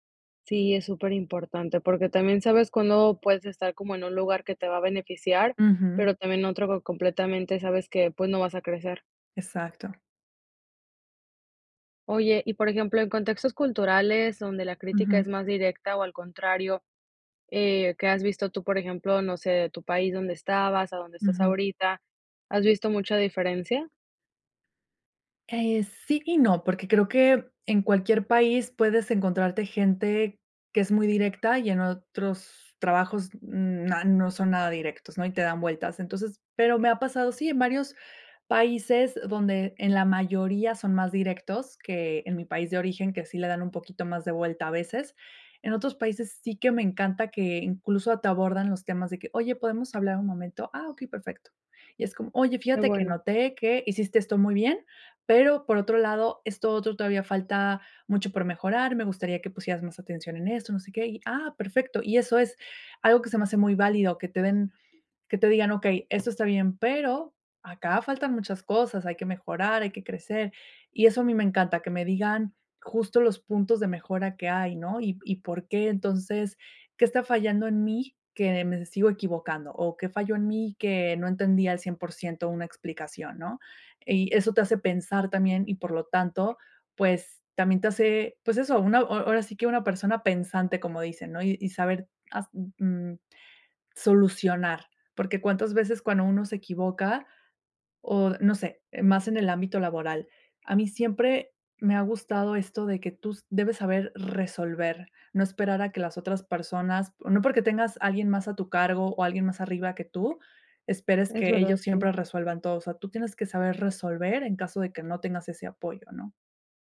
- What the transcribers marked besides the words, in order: tapping; other background noise
- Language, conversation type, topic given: Spanish, podcast, ¿Cómo manejas la retroalimentación difícil sin tomártela personal?